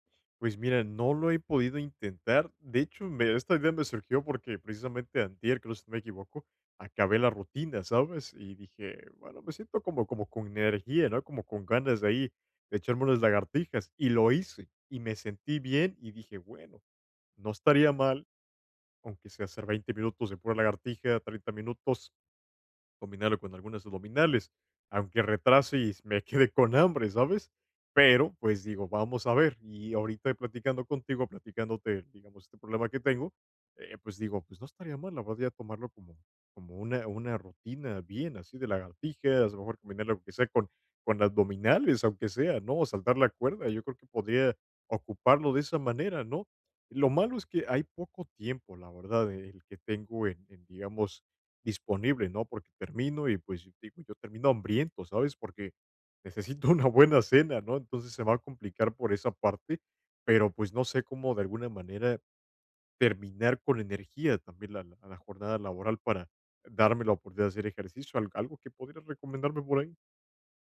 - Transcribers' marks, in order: laughing while speaking: "quedé"; laughing while speaking: "una buena cena"
- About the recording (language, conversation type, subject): Spanish, advice, ¿Cómo puedo mantener una rutina de ejercicio regular si tengo una vida ocupada y poco tiempo libre?